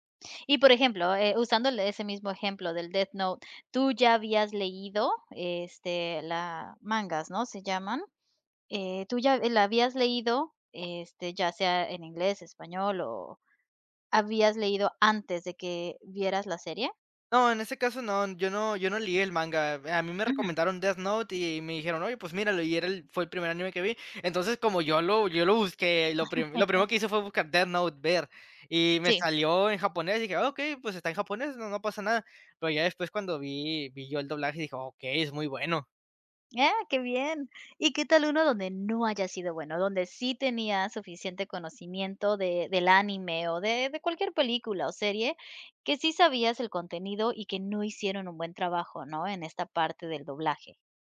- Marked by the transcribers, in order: "leí" said as "lié"; chuckle
- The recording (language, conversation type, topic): Spanish, podcast, ¿Cómo afectan los subtítulos y el doblaje a una serie?
- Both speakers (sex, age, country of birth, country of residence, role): female, 40-44, Mexico, Mexico, host; male, 20-24, Mexico, Mexico, guest